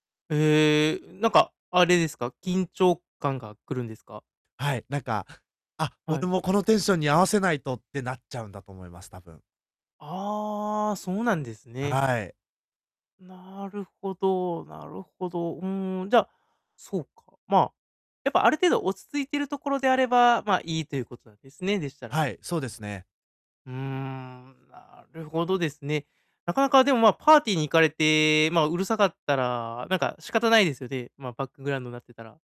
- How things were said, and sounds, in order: distorted speech; in English: "バックグラウンド"
- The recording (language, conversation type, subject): Japanese, advice, 友人のパーティーにいると居心地が悪いのですが、どうすればいいですか？